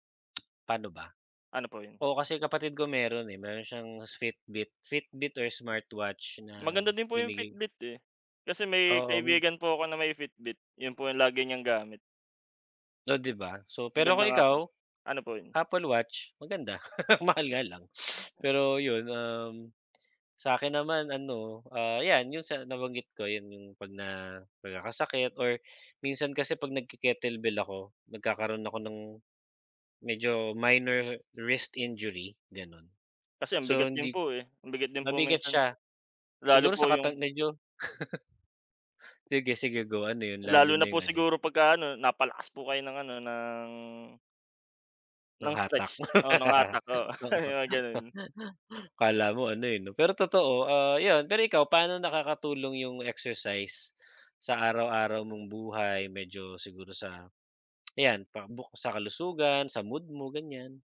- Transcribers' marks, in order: laugh; sniff; tapping; laugh; laugh; giggle; chuckle
- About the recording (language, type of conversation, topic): Filipino, unstructured, Ano ang paborito mong paraan ng pag-eehersisyo?